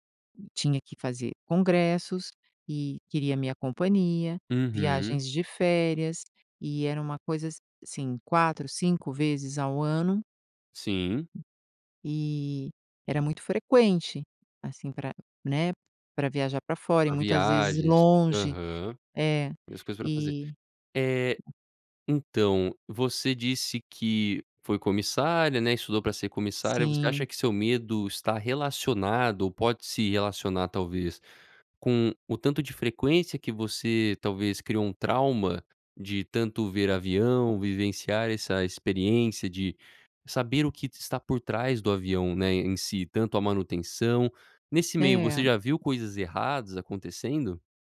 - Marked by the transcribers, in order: tapping; other background noise
- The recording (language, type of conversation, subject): Portuguese, podcast, Quando foi a última vez em que você sentiu medo e conseguiu superá-lo?